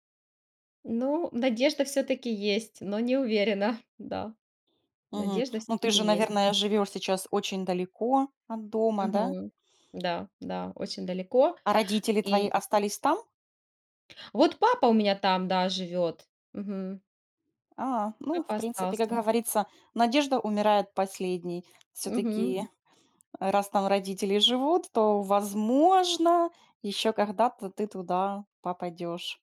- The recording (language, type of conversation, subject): Russian, podcast, Какое место на природе тебе особенно дорого и почему?
- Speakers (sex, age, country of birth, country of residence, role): female, 35-39, Ukraine, Spain, guest; female, 35-39, Ukraine, Spain, host
- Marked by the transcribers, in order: none